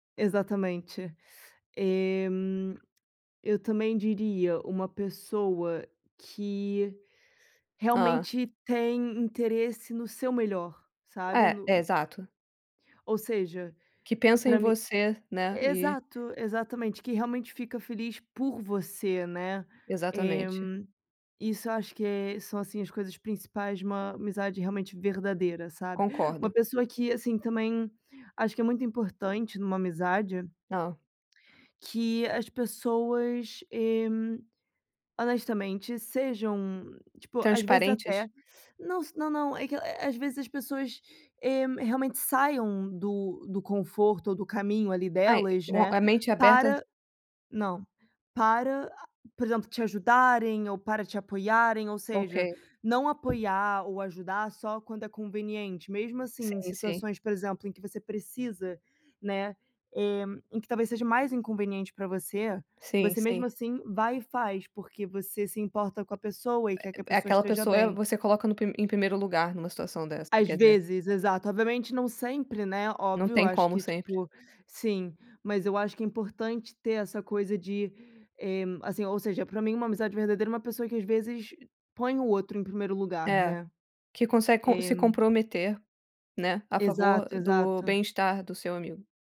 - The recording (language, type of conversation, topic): Portuguese, unstructured, Como você define uma amizade verdadeira?
- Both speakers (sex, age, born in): female, 25-29, Brazil; female, 30-34, Brazil
- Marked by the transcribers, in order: stressed: "por"; tapping